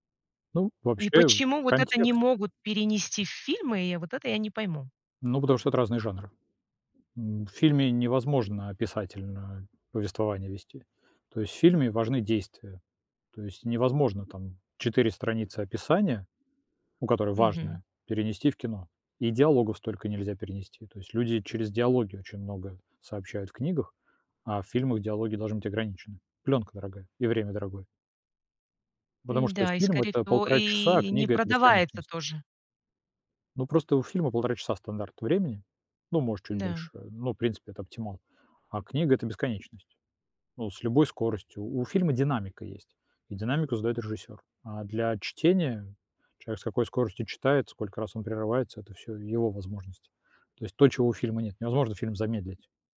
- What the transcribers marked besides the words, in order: tapping; "продается" said as "продавается"
- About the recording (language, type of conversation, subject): Russian, podcast, Почему концовки заставляют нас спорить часами?